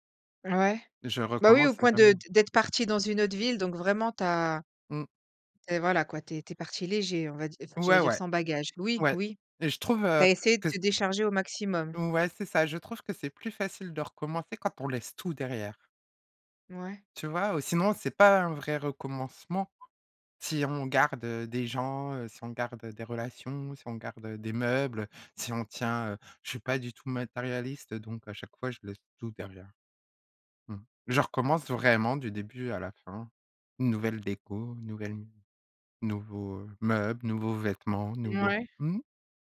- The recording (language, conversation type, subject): French, podcast, Pouvez-vous raconter un moment où vous avez dû tout recommencer ?
- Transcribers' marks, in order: tapping; other background noise